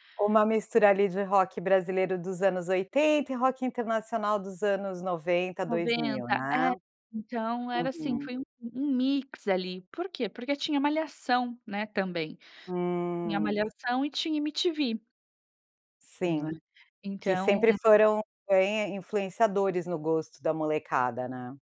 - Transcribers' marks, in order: none
- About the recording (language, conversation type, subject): Portuguese, podcast, O que você aprendeu sobre si mesmo ao mudar seu gosto musical?